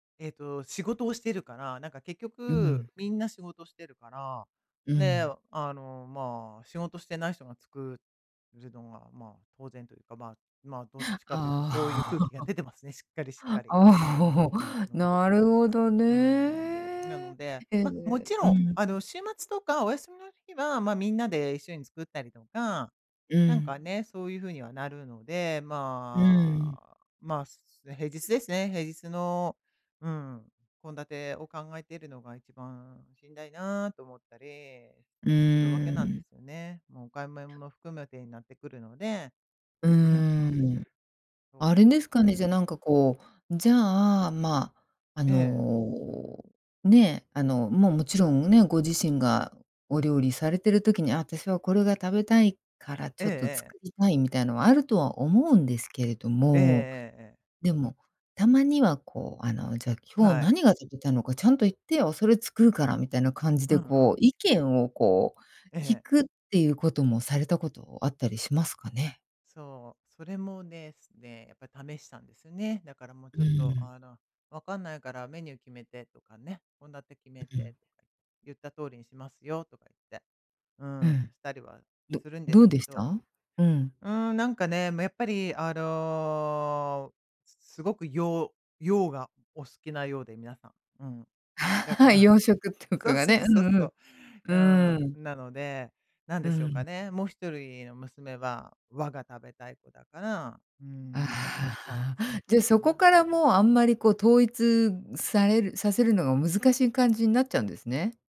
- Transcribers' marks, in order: chuckle; "お買い物" said as "おかいめん"; "ですね" said as "ねすね"; chuckle; other background noise
- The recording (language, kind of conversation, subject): Japanese, advice, 家族の好みが違って食事作りがストレスになっているとき、どうすれば負担を減らせますか？